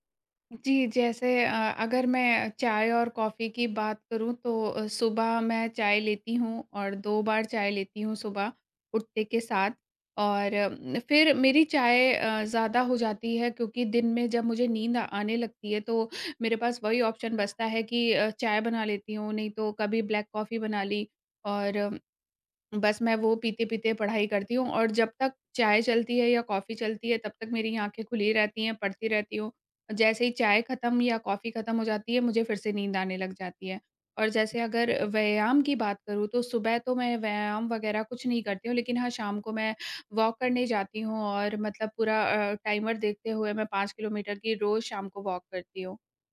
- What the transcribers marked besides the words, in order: tapping; in English: "ऑप्शन"; in English: "ब्लैक"; in English: "वॉक"; in English: "टाइमर"; in English: "वॉक"
- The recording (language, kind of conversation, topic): Hindi, advice, दिनभर मेरी ऊर्जा में उतार-चढ़ाव होता रहता है, मैं इसे कैसे नियंत्रित करूँ?